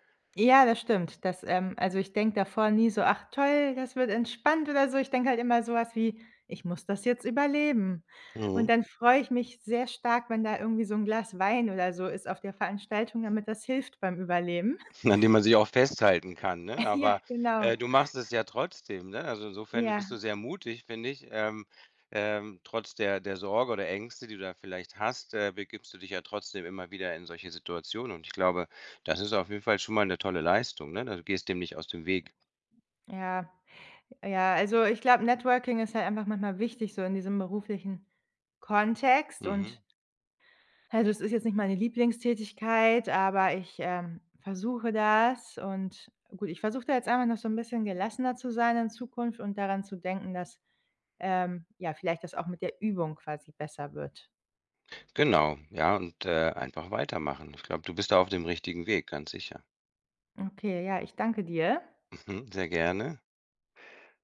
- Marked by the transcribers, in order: other background noise; chuckle
- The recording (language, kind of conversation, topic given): German, advice, Wie äußert sich deine soziale Angst bei Treffen oder beim Small Talk?